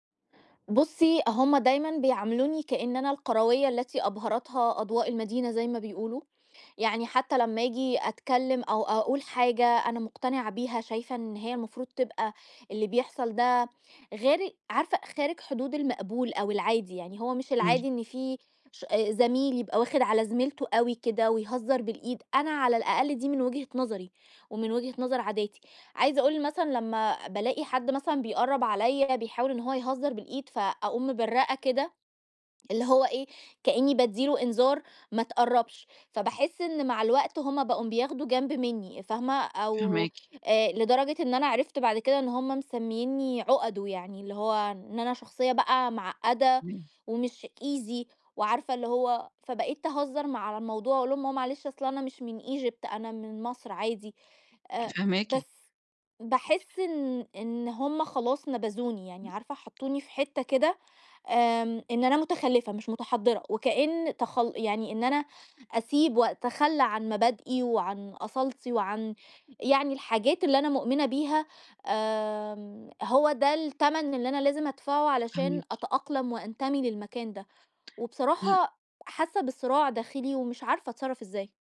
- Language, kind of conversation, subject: Arabic, advice, إزاي أوازن بين إنّي أكون على طبيعتي وبين إني أفضّل مقبول عند الناس؟
- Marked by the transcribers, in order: other background noise; in English: "easy"; tapping